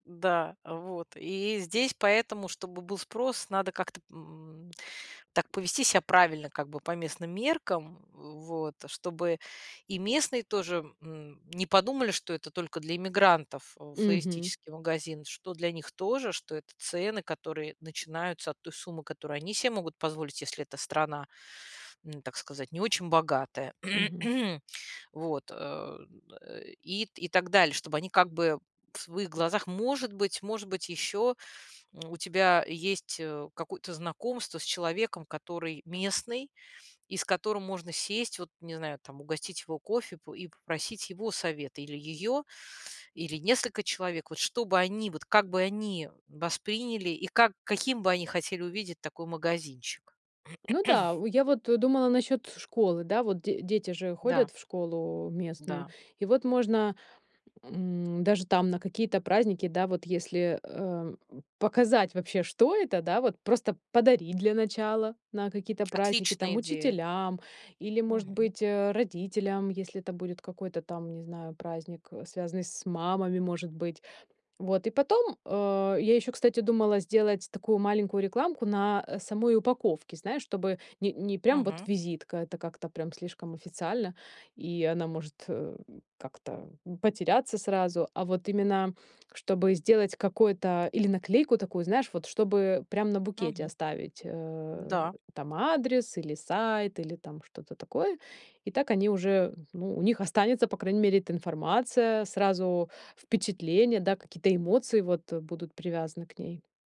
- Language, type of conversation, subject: Russian, advice, Почему я боюсь провала при запуске собственного бизнеса или реализации своей идеи?
- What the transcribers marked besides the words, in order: tapping; throat clearing; grunt; grunt